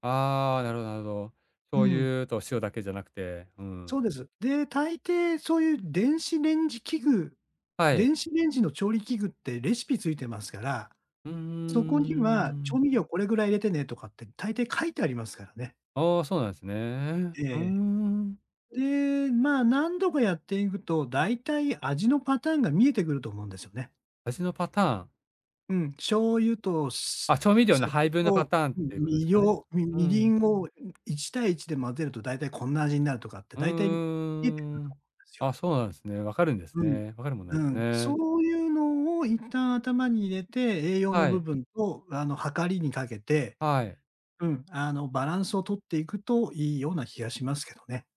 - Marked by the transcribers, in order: none
- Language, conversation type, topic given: Japanese, advice, 料理に自信がなく、栄養のある食事を続けるのが不安なとき、どう始めればよいですか？